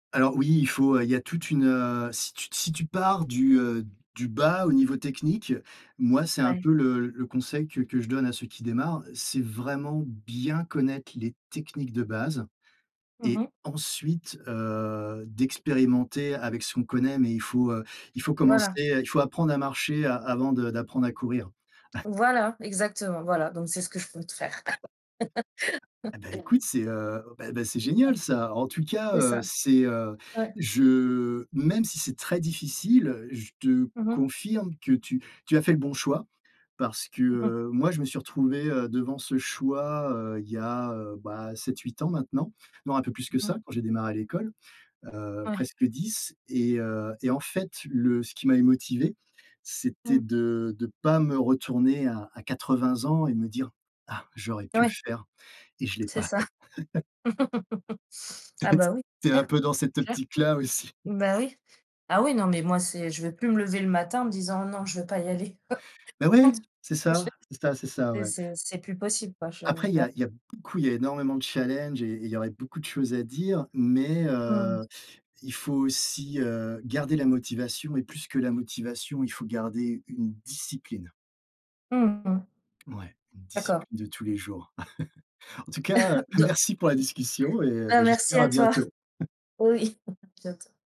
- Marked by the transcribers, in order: chuckle; other background noise; chuckle; laugh; chuckle; laughing while speaking: "Et t"; chuckle; laugh; laughing while speaking: "Quand je fais"; stressed: "discipline"; chuckle; tapping; laughing while speaking: "Oui"; chuckle
- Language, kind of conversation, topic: French, unstructured, Quel métier te rendrait vraiment heureux, et pourquoi ?